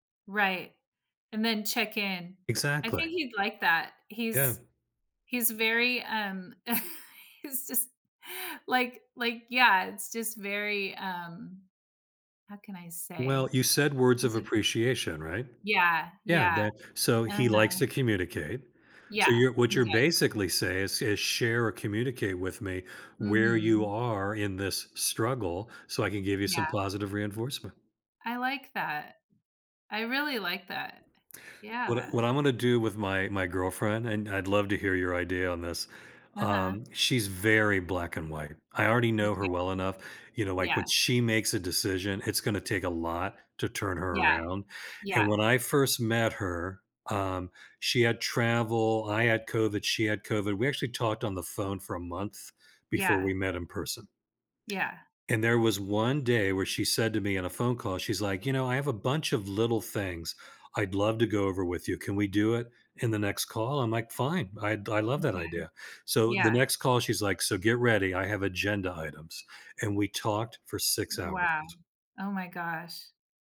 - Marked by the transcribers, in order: other background noise; laugh; laughing while speaking: "he's just"; tapping
- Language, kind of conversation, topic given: English, unstructured, How can practicing gratitude change your outlook and relationships?
- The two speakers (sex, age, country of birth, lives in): female, 50-54, United States, United States; male, 65-69, United States, United States